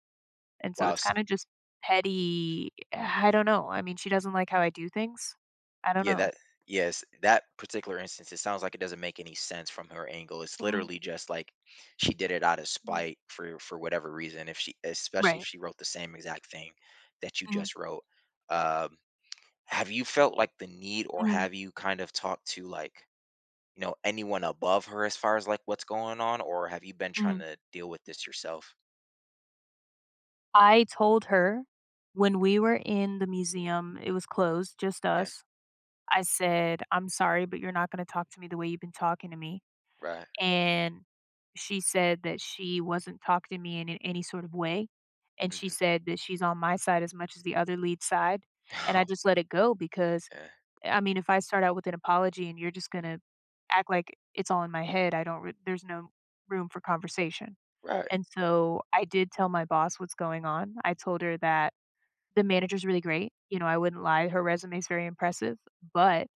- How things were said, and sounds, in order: sigh; tsk
- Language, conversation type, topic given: English, advice, How can I cope with workplace bullying?